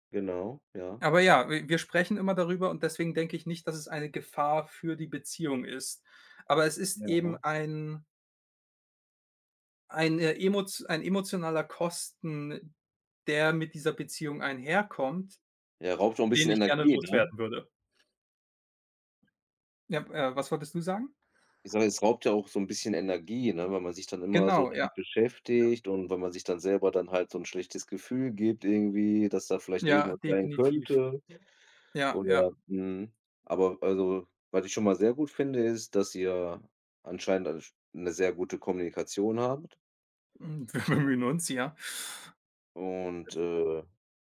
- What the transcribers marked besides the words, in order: other background noise; laughing while speaking: "wir"
- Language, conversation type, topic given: German, unstructured, Wie gehst du mit Eifersucht in einer Beziehung um?